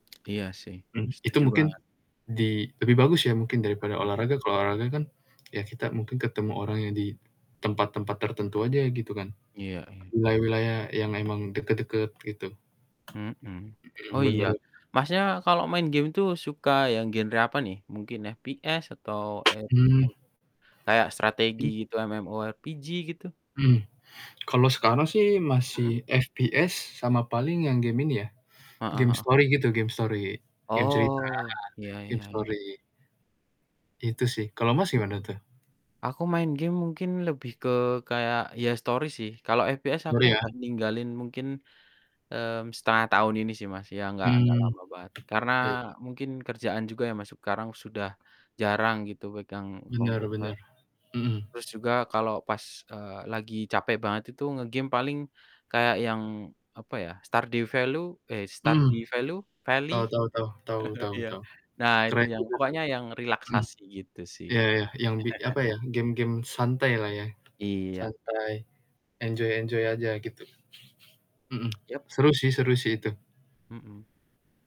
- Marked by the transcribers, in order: tapping; distorted speech; static; other background noise; chuckle; chuckle; unintelligible speech
- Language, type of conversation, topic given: Indonesian, unstructured, Mana yang lebih Anda nikmati: bermain gim video atau berolahraga di luar ruangan?